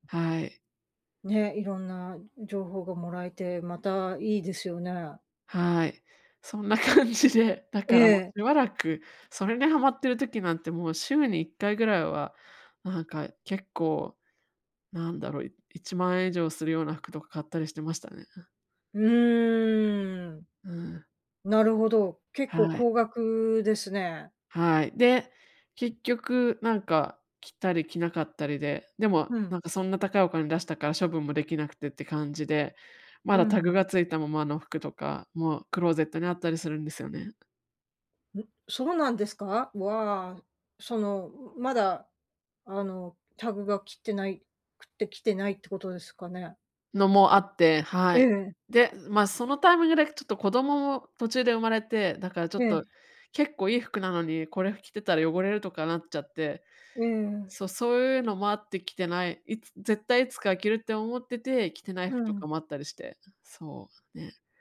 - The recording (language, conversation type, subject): Japanese, advice, 衝動買いを減らすための習慣はどう作ればよいですか？
- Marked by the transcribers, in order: laughing while speaking: "そんな感じで"